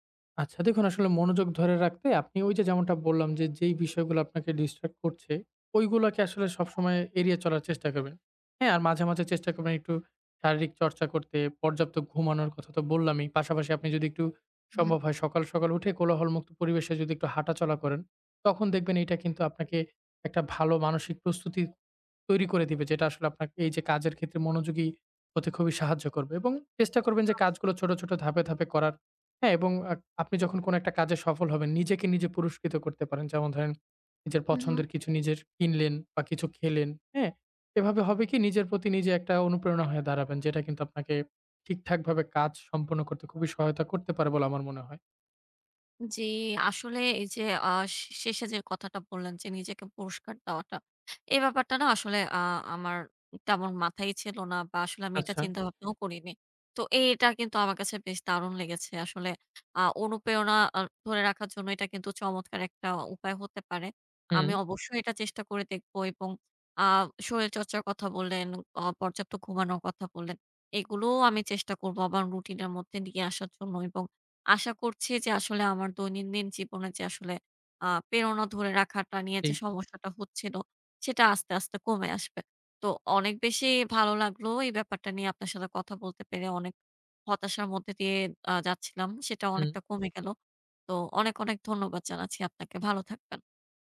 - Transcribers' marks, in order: none
- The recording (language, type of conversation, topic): Bengali, advice, প্রতিদিন সহজভাবে প্রেরণা জাগিয়ে রাখার জন্য কী কী দৈনন্দিন অভ্যাস গড়ে তুলতে পারি?